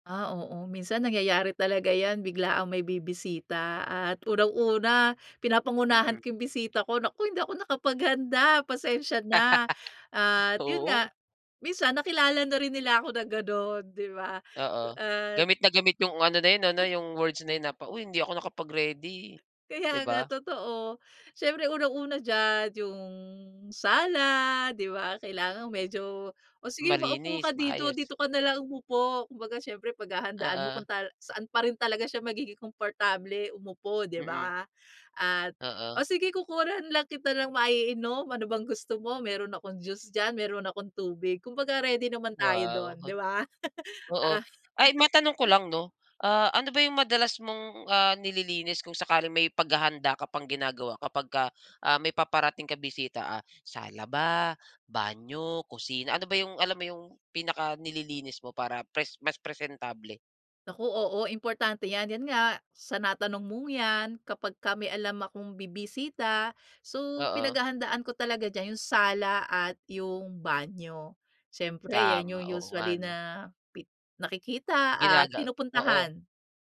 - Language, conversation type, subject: Filipino, podcast, Paano ninyo inihahanda ang bahay kapag may biglaang bisita?
- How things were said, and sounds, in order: gasp; laugh; gasp; gasp; gasp; unintelligible speech; gasp; gasp; gasp; unintelligible speech; gasp; laugh; gasp; gasp; gasp; gasp